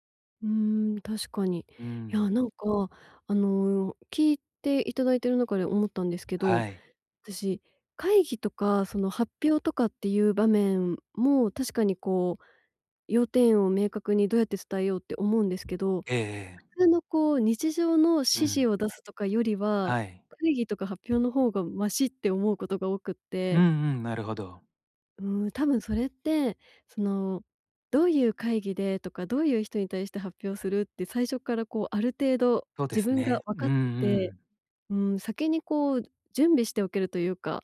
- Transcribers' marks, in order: tapping; other background noise
- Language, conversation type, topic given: Japanese, advice, 短時間で会議や発表の要点を明確に伝えるには、どうすればよいですか？